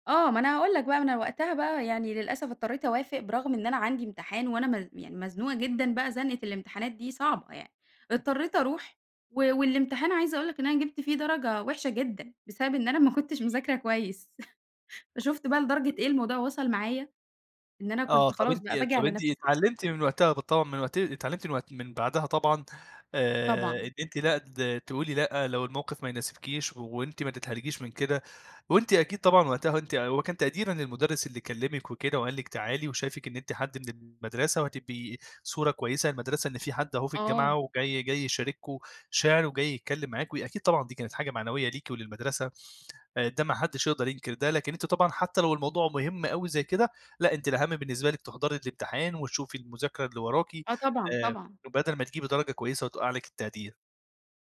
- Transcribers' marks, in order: other background noise; chuckle; tapping; unintelligible speech
- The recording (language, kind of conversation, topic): Arabic, podcast, إمتى تقول لأ وتعتبر ده موقف حازم؟